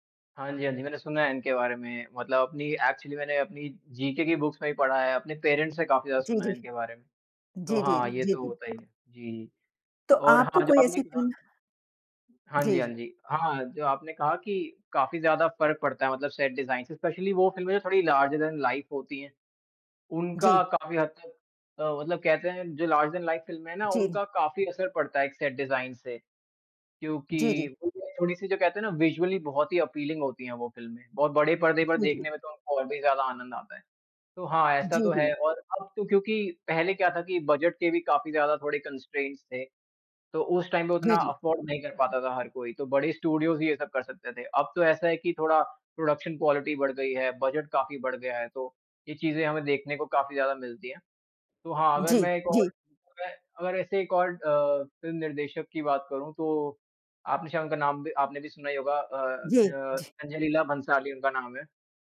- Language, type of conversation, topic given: Hindi, unstructured, किस फिल्म का सेट डिज़ाइन आपको सबसे अधिक आकर्षित करता है?
- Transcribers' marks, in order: in English: "एक्चुअली"; in English: "जीके"; in English: "बुक्स"; in English: "पेरेंट्स"; tapping; in English: "स्पेशली"; in English: "लार्जर दैन लाइफ"; in English: "लार्जर दैन लाइफ"; other noise; in English: "विजुअली"; in English: "अपीलिंग"; in English: "कंस्ट्रेंट्स"; in English: "टाइम"; in English: "अफोर्ड"; in English: "स्टूडियोज"; in English: "प्रोडक्शन क्वालिटी"